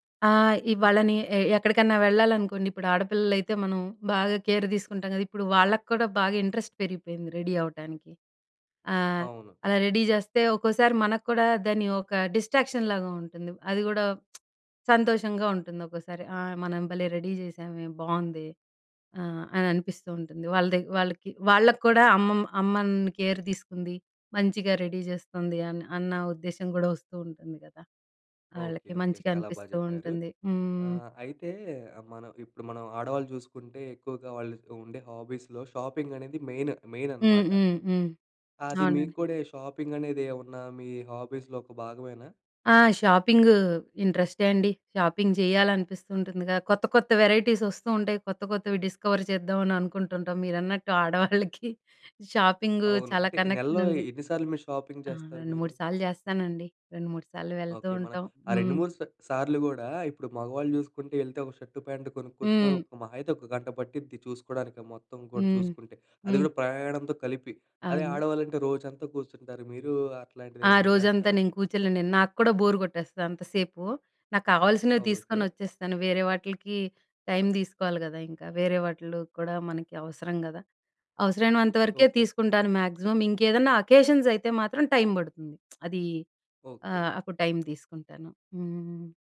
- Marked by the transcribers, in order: in English: "కేర్"; in English: "ఇంట్రెస్ట్"; in English: "రెడీ"; in English: "రెడీ"; in English: "డిస్ట్రాక్షన్"; lip smack; in English: "రెడీ"; in English: "కేర్"; in English: "రెడీ"; in English: "హాబీస్‌లో షాపింగ్"; in English: "మెయిన్ మెయిన్"; other background noise; in English: "షాపింగ్"; in English: "హాబీస్‌లో"; in English: "షాపింగ్"; in English: "వెరైటీస్"; in English: "డిస్కవర్"; laughing while speaking: "ఆడవాళ్ళకి"; in English: "కనెక్షన్"; in English: "షాపింగ్"; in English: "షర్ట్ ప్యాంట్"; in English: "బోర్"; in English: "మ్యాక్సిమం"; in English: "అకేషన్స్"; lip smack
- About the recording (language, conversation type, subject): Telugu, podcast, బిజీ షెడ్యూల్లో హాబీకి సమయం ఎలా కేటాయించుకోవాలి?